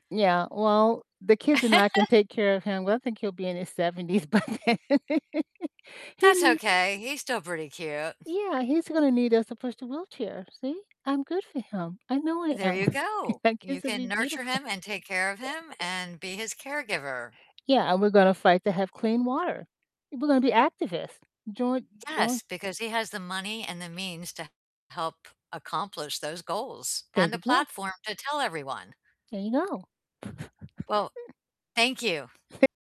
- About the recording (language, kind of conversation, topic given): English, unstructured, How do you imagine your life will be different in ten years?
- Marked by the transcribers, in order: laugh; laughing while speaking: "seventies by then"; laugh; other background noise; laughing while speaking: "our kids"; chuckle; chuckle